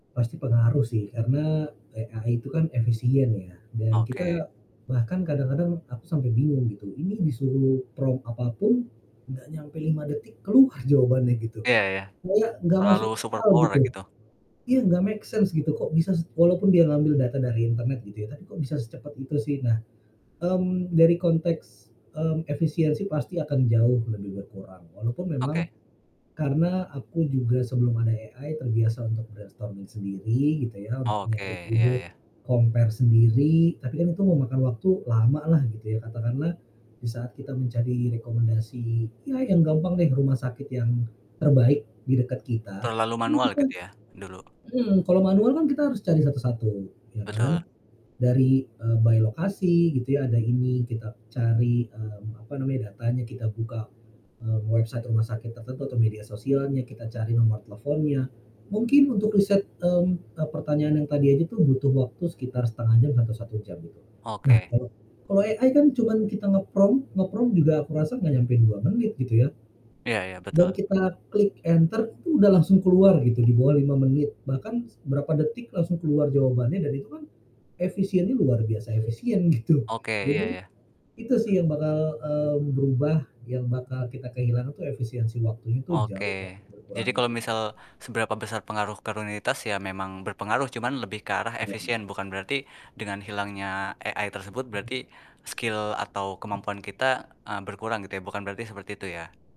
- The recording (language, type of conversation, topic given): Indonesian, podcast, Menurut Anda, apa saja keuntungan dan kerugian jika hidup semakin bergantung pada asisten kecerdasan buatan?
- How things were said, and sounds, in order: static; distorted speech; in English: "AI"; in English: "prompt"; in English: "superpower"; in English: "make sense"; in English: "AI"; in English: "brainstorming"; in English: "compare"; in English: "by"; in English: "website"; in English: "AI"; in English: "nge-prompt nge-prompt"; laughing while speaking: "gitu"; other background noise; "rutinitas" said as "runinitas"; in English: "AI"; in English: "skill"